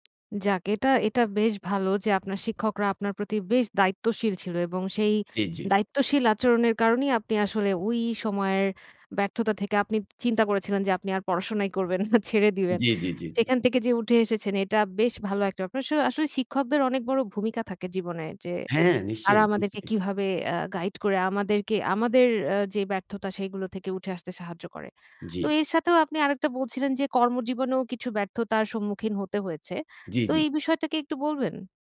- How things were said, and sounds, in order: laughing while speaking: "পড়াশোনাই করবেন না"
- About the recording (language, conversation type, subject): Bengali, podcast, ব্যর্থ হলে তুমি কীভাবে আবার ঘুরে দাঁড়াও?
- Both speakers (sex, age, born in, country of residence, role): female, 30-34, Bangladesh, Bangladesh, host; male, 40-44, Bangladesh, Bangladesh, guest